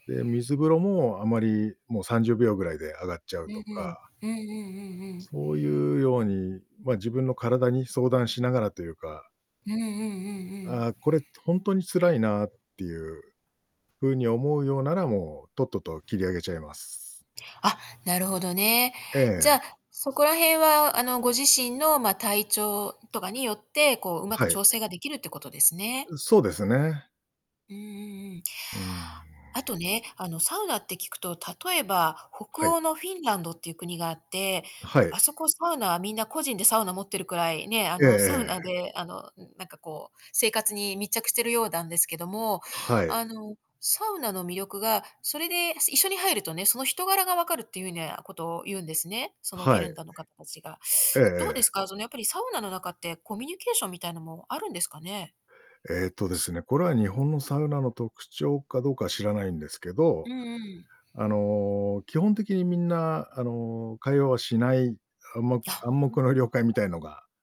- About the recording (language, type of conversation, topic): Japanese, podcast, 最近ハマっているドラマは何ですか？
- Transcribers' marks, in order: static; unintelligible speech; "フィンランド" said as "フィレンダ"